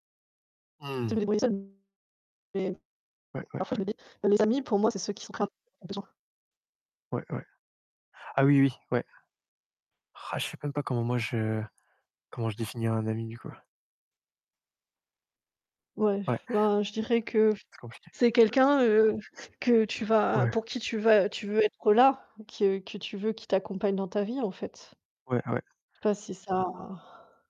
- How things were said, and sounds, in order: distorted speech; unintelligible speech; tapping
- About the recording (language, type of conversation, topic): French, unstructured, Quelle importance accordes-tu à la loyauté dans l’amitié ?